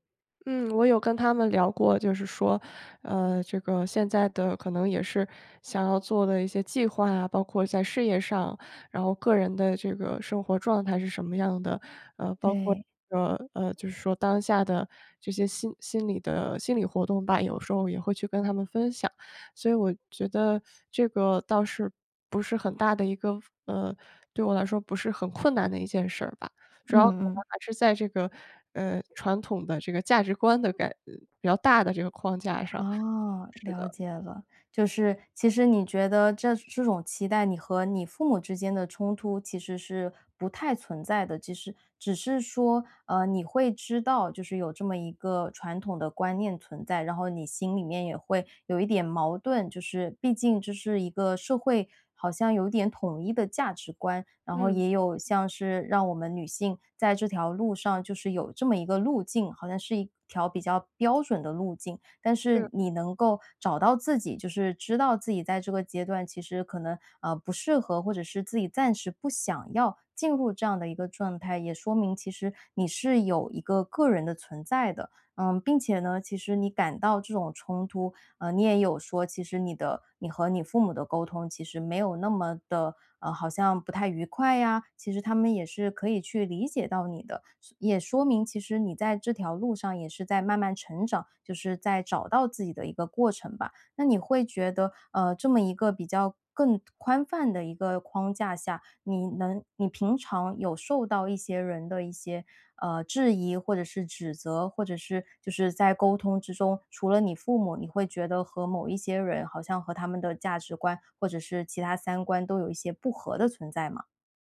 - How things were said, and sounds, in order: other background noise
- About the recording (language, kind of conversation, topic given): Chinese, advice, 如何在家庭传统与个人身份之间的冲突中表达真实的自己？